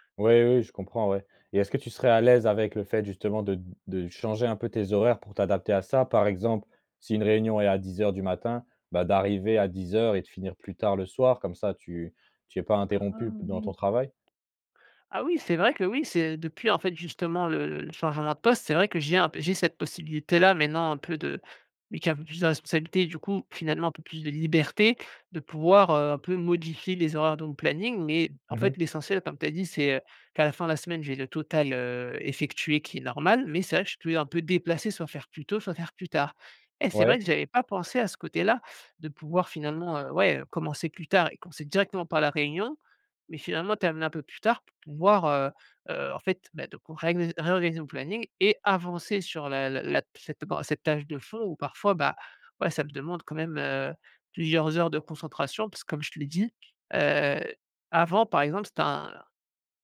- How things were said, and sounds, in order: none
- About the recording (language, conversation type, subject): French, advice, Comment gérer des journées remplies de réunions qui empêchent tout travail concentré ?